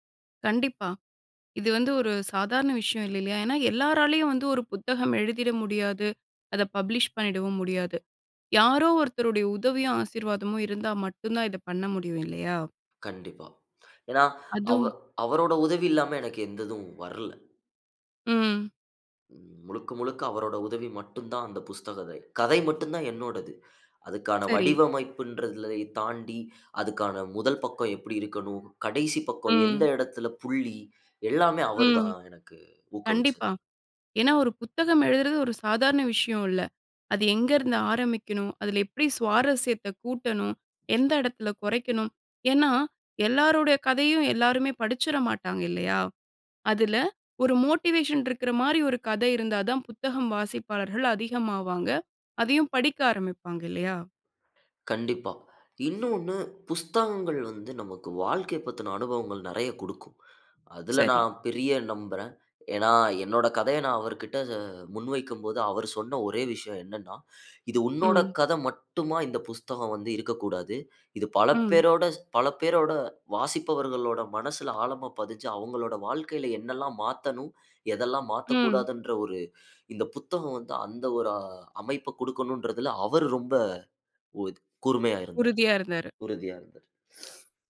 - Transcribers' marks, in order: in English: "பப்ளிஷ்"; other noise; "ஊக்குவிச்சது" said as "ஊக்கவிச்சது"; in English: "மோட்டிவேஷன்"; other background noise; "புத்தகங்கள்" said as "புஸ்தகங்கள்"; "கொடுக்கும்" said as "குடுக்கும்"; "புத்தகம்" said as "புஸ்தகம்"; breath
- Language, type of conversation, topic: Tamil, podcast, ஒரு சிறிய சம்பவம் உங்கள் வாழ்க்கையில் பெரிய மாற்றத்தை எப்படிச் செய்தது?